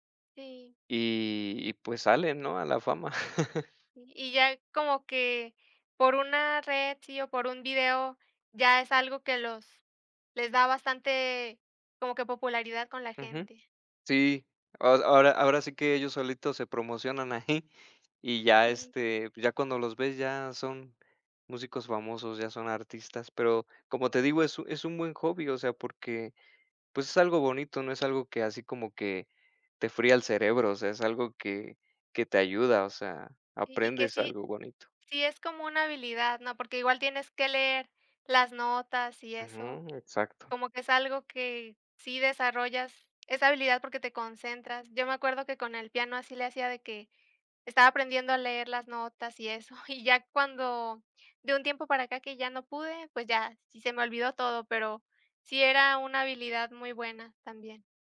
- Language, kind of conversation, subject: Spanish, unstructured, ¿Crees que algunos pasatiempos son una pérdida de tiempo?
- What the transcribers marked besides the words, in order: chuckle; laughing while speaking: "ahí"; laughing while speaking: "eso"